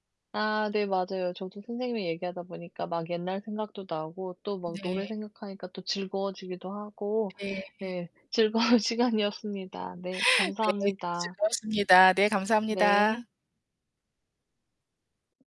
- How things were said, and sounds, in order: other background noise; distorted speech; laughing while speaking: "즐거운 시간이었습니다"; tapping
- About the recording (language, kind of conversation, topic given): Korean, unstructured, 어렸을 때 좋아했던 노래가 있나요, 그리고 지금도 그 노래를 듣나요?